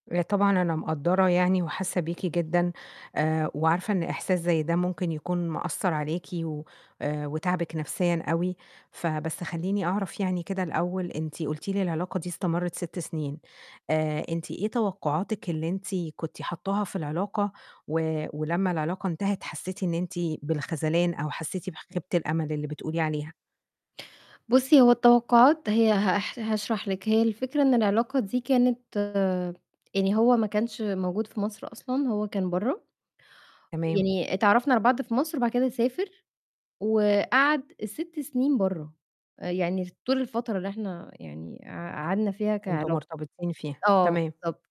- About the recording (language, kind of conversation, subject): Arabic, advice, إزاي أتعامل مع خيبة أمل عاطفية بعد نهاية علاقة وتوقعات راحت؟
- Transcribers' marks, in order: distorted speech